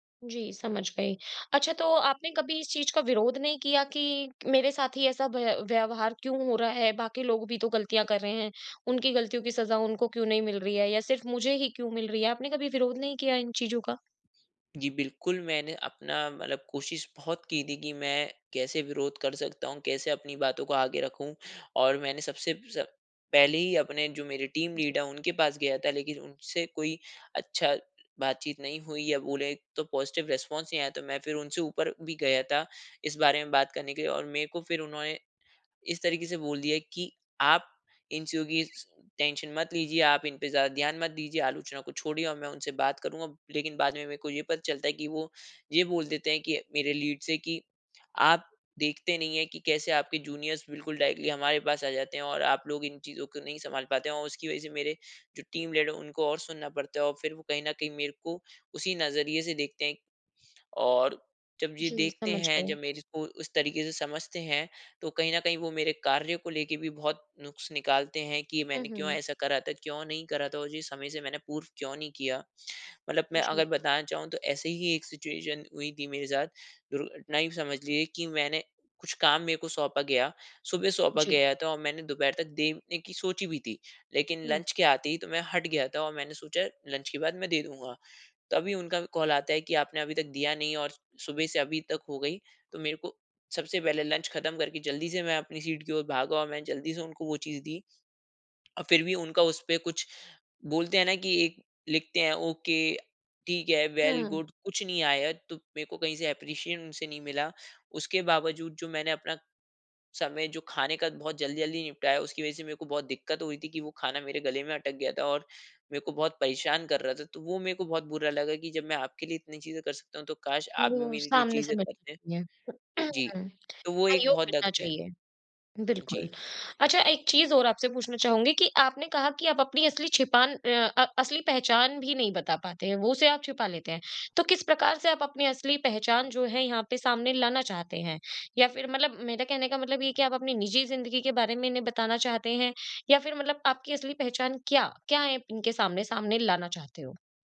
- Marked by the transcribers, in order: in English: "टीम लीडर"; in English: "पॉजिटिव रिस्पॉन्स"; in English: "टेंशन"; in English: "लीड"; in English: "जूनियर्स"; in English: "डायरेक्टली"; in English: "टीम लीडर"; in English: "सिचुएशन"; in English: "लंच"; in English: "लंच"; in English: "कॉल"; in English: "लंच"; in English: "ओके"; in English: "वेल गुड"; in English: "एप्रीशिएशन"; throat clearing; other background noise; "दिक्कत" said as "दक्त"
- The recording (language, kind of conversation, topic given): Hindi, advice, आपको काम पर अपनी असली पहचान छिपाने से मानसिक थकान कब और कैसे महसूस होती है?